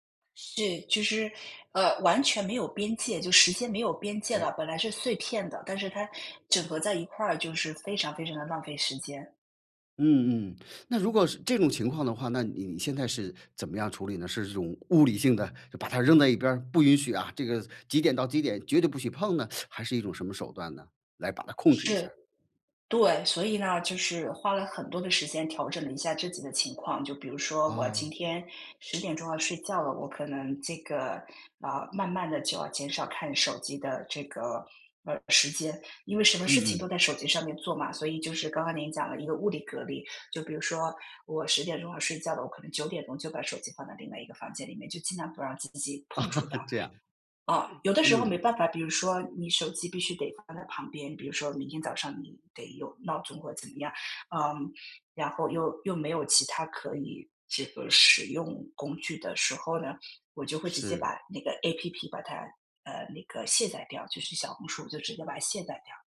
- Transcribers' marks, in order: teeth sucking; teeth sucking; laugh
- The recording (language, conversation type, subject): Chinese, podcast, 你会如何控制刷短视频的时间？